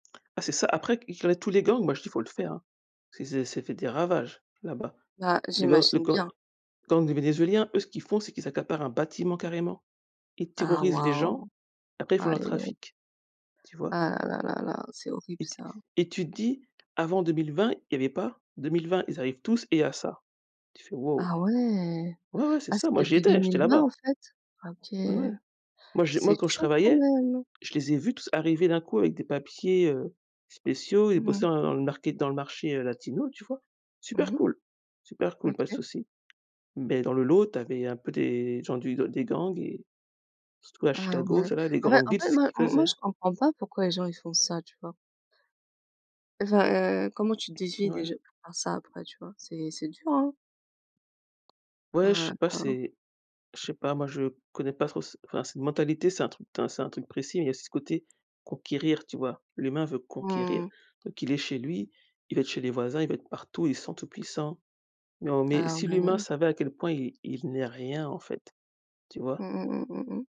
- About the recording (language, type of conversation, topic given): French, unstructured, Que penses-tu de l’importance de voter aux élections ?
- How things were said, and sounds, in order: stressed: "bâtiment"; in English: "market"; tapping; other background noise